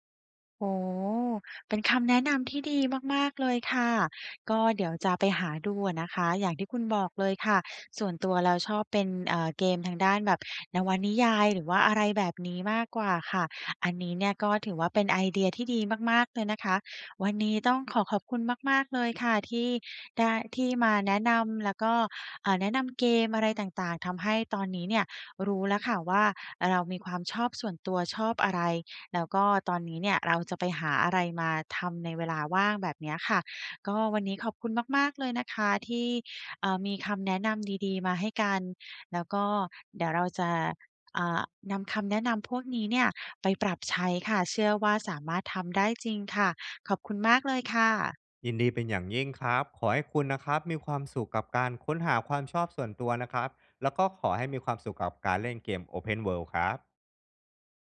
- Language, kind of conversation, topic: Thai, advice, ฉันจะเริ่มค้นหาความชอบส่วนตัวของตัวเองได้อย่างไร?
- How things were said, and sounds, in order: none